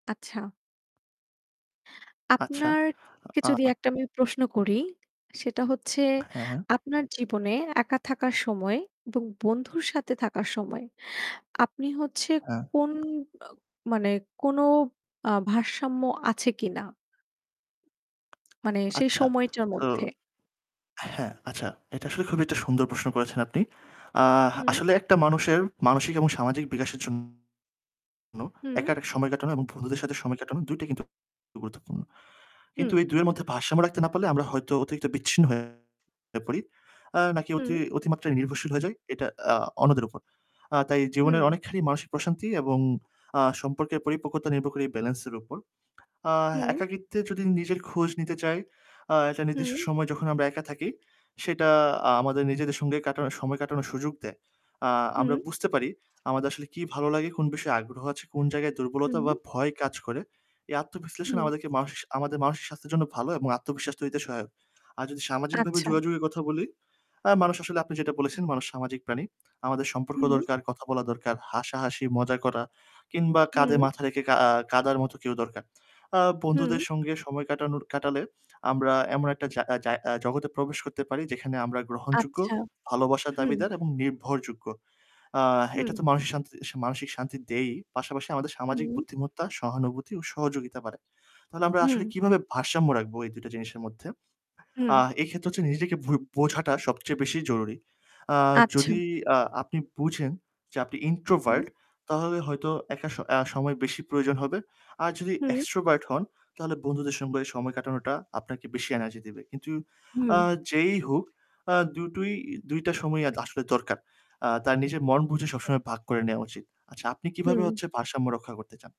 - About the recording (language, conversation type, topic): Bengali, unstructured, আপনার মতে কোনটি বেশি গুরুত্বপূর্ণ: বন্ধুদের সঙ্গে সময় কাটানো, নাকি একা থাকা?
- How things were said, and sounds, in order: static; "আপনাকে" said as "আপনারকে"; distorted speech; other background noise; tapping; in English: "introvert"; in English: "extrovert"; "সঙ্গে" said as "সম্বে"; in English: "energy"